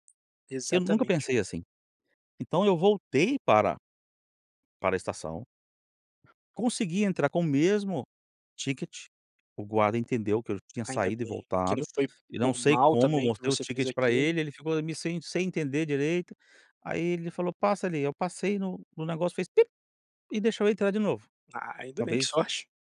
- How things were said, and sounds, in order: tapping
- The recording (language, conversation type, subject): Portuguese, podcast, Como a tecnologia já te ajudou ou te atrapalhou quando você se perdeu?